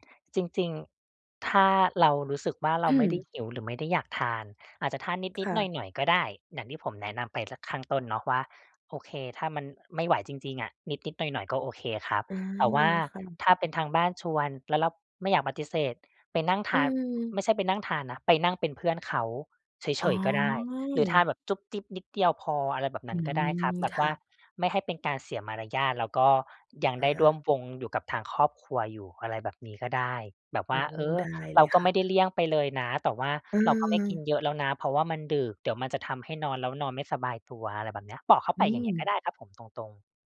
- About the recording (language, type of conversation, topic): Thai, advice, พยายามกินอาหารเพื่อสุขภาพแต่หิวตอนกลางคืนและมักหยิบของกินง่าย ๆ ควรทำอย่างไร
- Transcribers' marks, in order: throat clearing